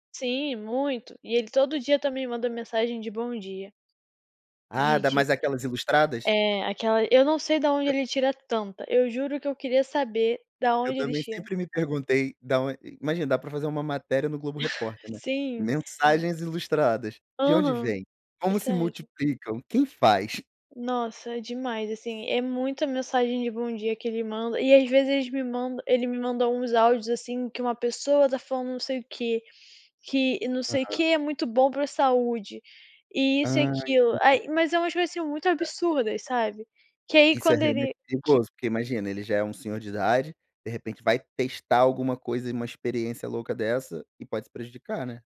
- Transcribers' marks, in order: chuckle; laugh
- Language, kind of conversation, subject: Portuguese, podcast, Como filtrar conteúdo confiável em meio a tanta desinformação?